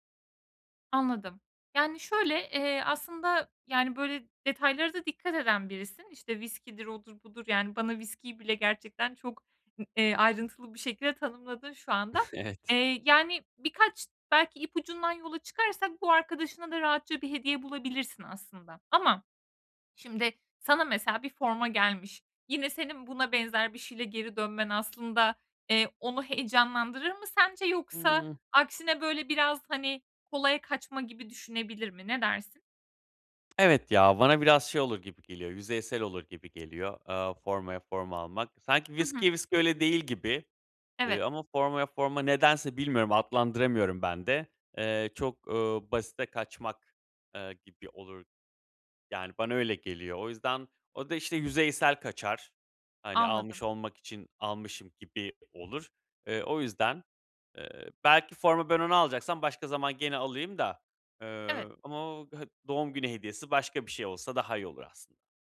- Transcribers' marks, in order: other background noise; other noise; chuckle; laughing while speaking: "Evet"; tapping
- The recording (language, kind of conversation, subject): Turkish, advice, Hediye için iyi ve anlamlı fikirler bulmakta zorlanıyorsam ne yapmalıyım?